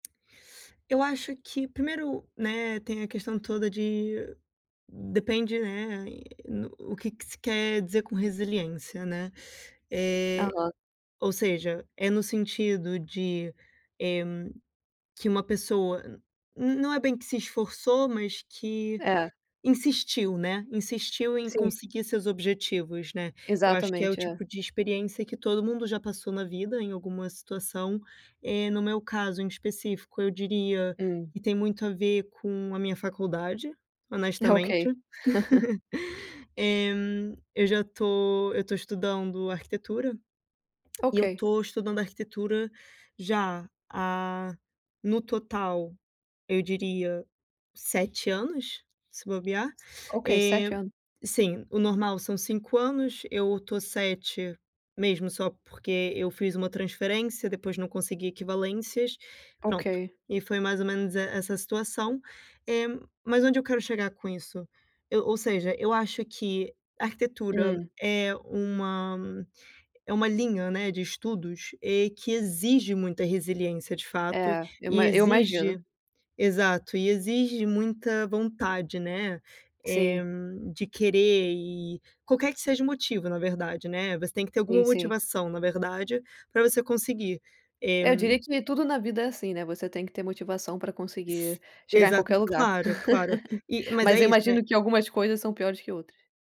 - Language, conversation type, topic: Portuguese, unstructured, O que significa, para você, ser resiliente?
- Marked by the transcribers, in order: chuckle; laugh; laugh